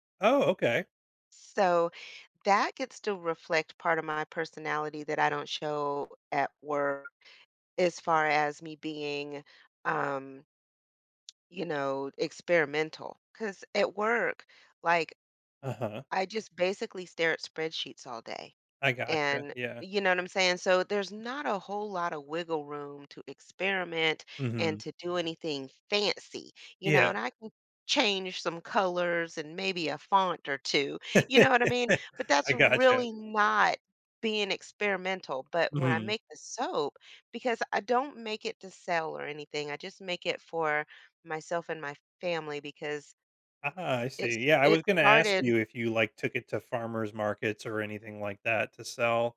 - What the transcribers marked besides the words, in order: other background noise; stressed: "change"; laugh; laughing while speaking: "I gotcha"
- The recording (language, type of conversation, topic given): English, unstructured, How can hobbies reveal parts of my personality hidden at work?